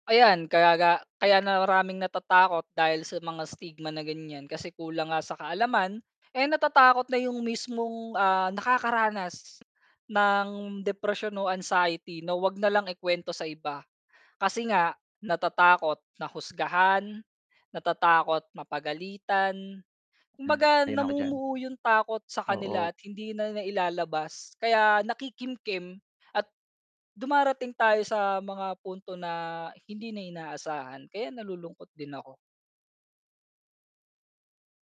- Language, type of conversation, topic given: Filipino, unstructured, Ano ang masasabi mo tungkol sa stigma sa kalusugang pangkaisipan?
- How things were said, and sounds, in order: in English: "stigma"; static; distorted speech